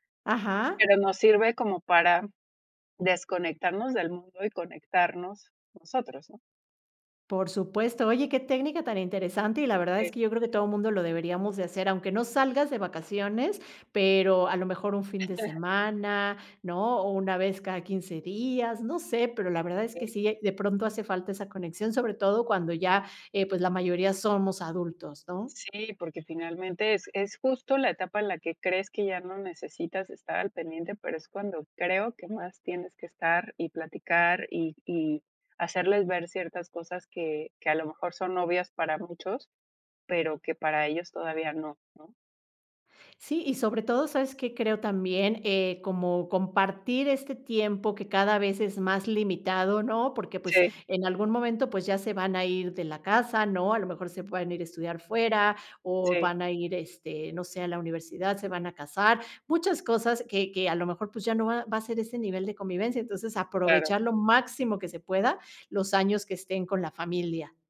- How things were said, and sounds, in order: chuckle
- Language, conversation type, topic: Spanish, podcast, ¿Cómo controlas el uso de pantallas con niños en casa?